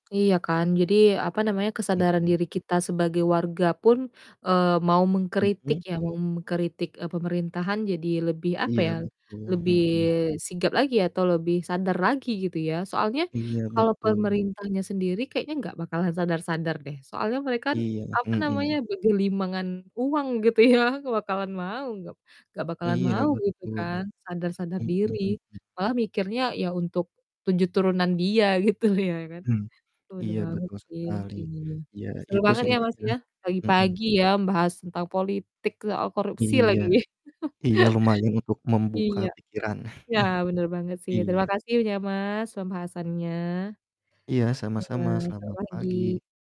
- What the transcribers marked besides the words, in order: other background noise; laughing while speaking: "ya"; laughing while speaking: "gitu"; distorted speech; chuckle
- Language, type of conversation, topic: Indonesian, unstructured, Apa pendapatmu tentang korupsi di pemerintahan?